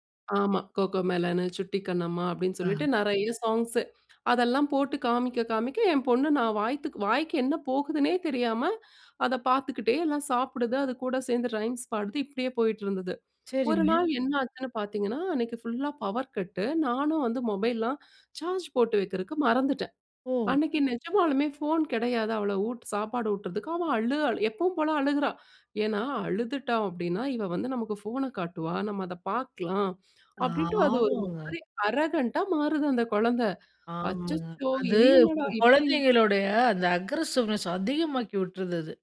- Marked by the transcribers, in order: in English: "ஃபுல்லா பவர் கட்டு"; in English: "அரகன்ட்டா"; in English: "அக்ரசிவ்னஸ்"
- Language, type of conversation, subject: Tamil, podcast, தொலைபேசி பயன்பாடும் சமூக வலைதளப் பயன்பாடும் மனஅழுத்தத்தை அதிகரிக்கிறதா, அதை நீங்கள் எப்படி கையாள்கிறீர்கள்?